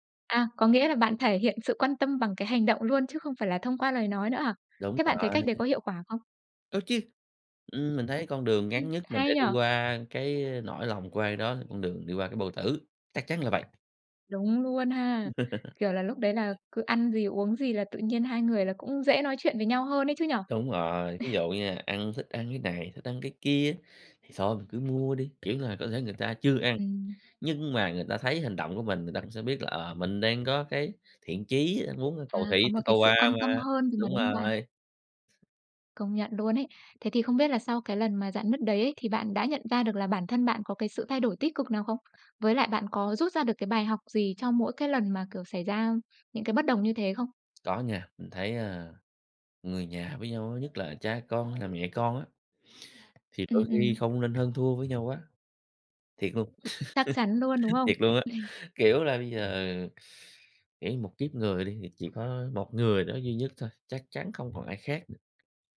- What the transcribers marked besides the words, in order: tapping; other background noise; laugh; chuckle; laugh; chuckle
- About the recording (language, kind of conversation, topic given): Vietnamese, podcast, Bạn có kinh nghiệm nào về việc hàn gắn lại một mối quan hệ gia đình bị rạn nứt không?